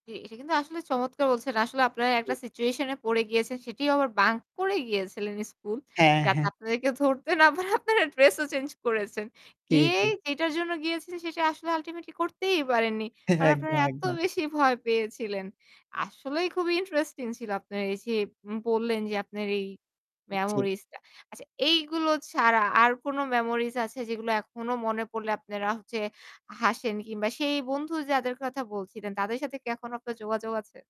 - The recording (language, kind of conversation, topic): Bengali, podcast, স্কুলজীবনের সবচেয়ে প্রিয় স্মৃতিটা তুমি কোনটা বলবে?
- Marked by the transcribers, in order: static; distorted speech; laughing while speaking: "পারে আপনারা ড্রেস ও"; in English: "আল্টিমেটলি"; laughing while speaking: "একদম"